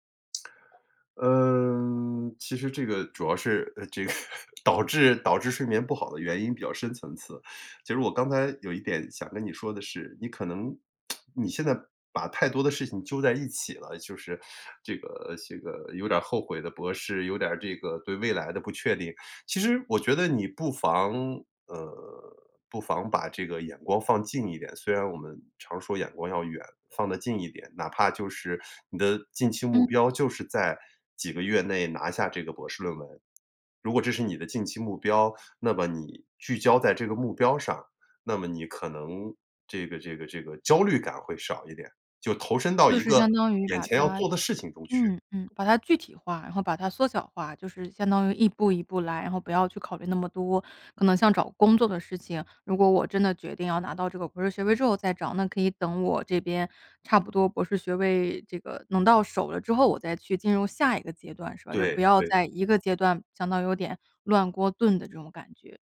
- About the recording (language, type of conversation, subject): Chinese, advice, 夜里失眠时，我总会忍不住担心未来，怎么才能让自己平静下来不再胡思乱想？
- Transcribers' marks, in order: tapping; laughing while speaking: "这个"; lip smack